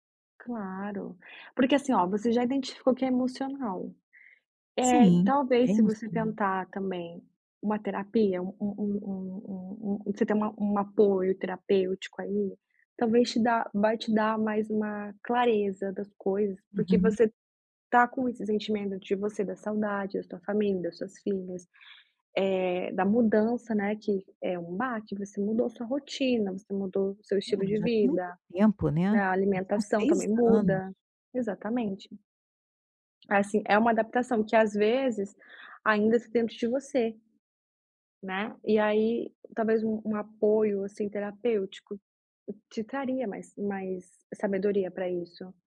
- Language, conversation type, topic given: Portuguese, advice, Como comer por emoção quando está estressado afeta você?
- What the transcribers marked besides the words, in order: none